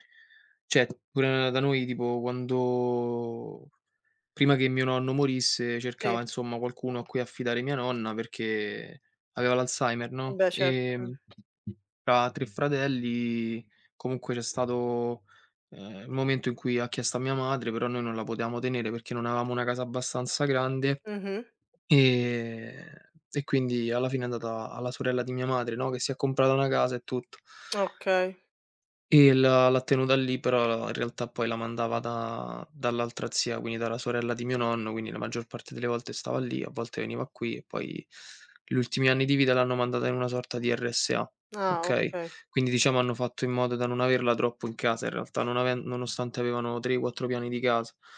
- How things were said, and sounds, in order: "cioè" said as "ceh"; other background noise; tapping
- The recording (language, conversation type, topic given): Italian, unstructured, Qual è la cosa più triste che il denaro ti abbia mai causato?